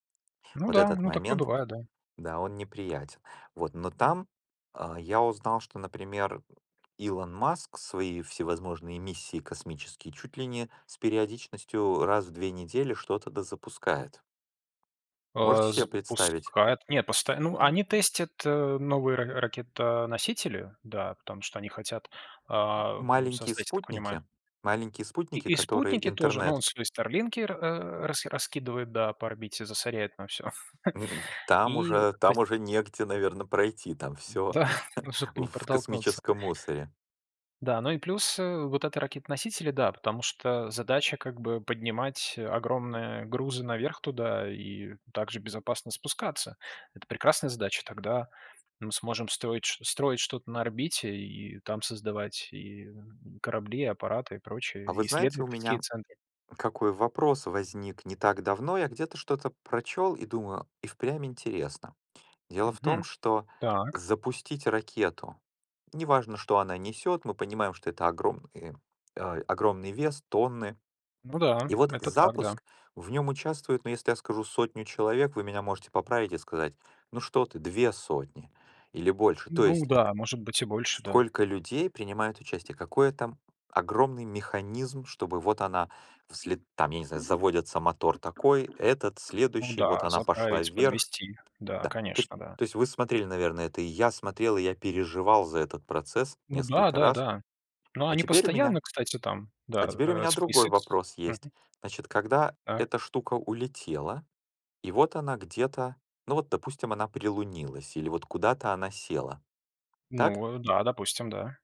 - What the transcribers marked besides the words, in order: background speech; tapping; other background noise; chuckle
- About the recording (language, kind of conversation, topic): Russian, unstructured, Почему люди изучают космос и что это им даёт?